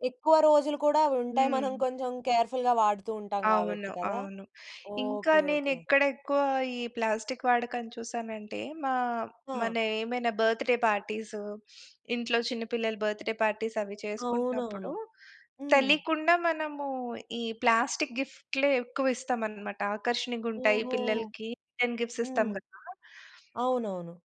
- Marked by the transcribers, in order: in English: "కేర్‌ఫుల్‌గా"; in English: "బర్త్‌డే"; sniff; in English: "బర్త్‌డే పార్టీస్"; in English: "రిటర్న్ గిఫ్ట్స్"
- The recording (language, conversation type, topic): Telugu, podcast, ఒక సాధారణ వ్యక్తి ప్లాస్టిక్‌ను తగ్గించడానికి తన రోజువారీ జీవితంలో ఏలాంటి మార్పులు చేయగలడు?